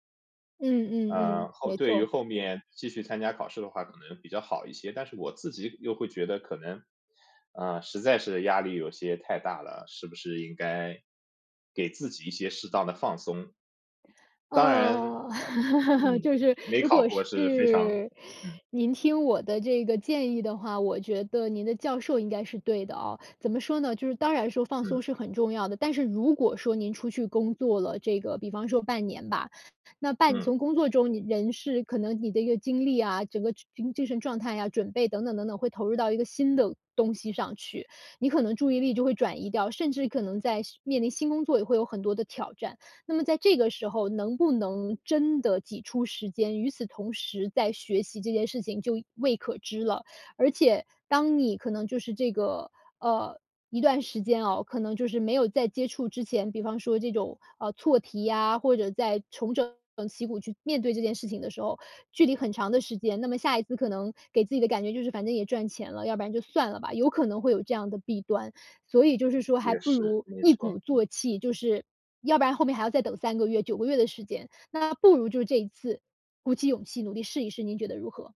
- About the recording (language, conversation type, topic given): Chinese, advice, 面对价值冲突导致的两难选择时，我该如何做出决定？
- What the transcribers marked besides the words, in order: laugh; tapping